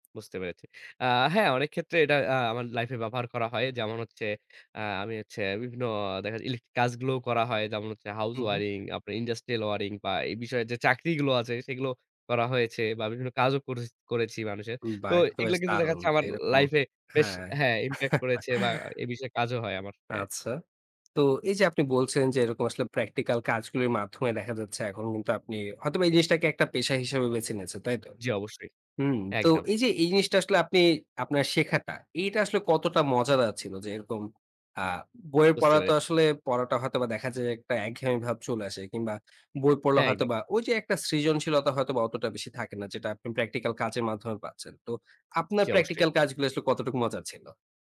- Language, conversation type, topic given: Bengali, podcast, তুমি কীভাবে শেখাকে জীবনের মজার অংশ বানিয়ে রাখো?
- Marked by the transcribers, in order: other background noise; in English: "impact"; chuckle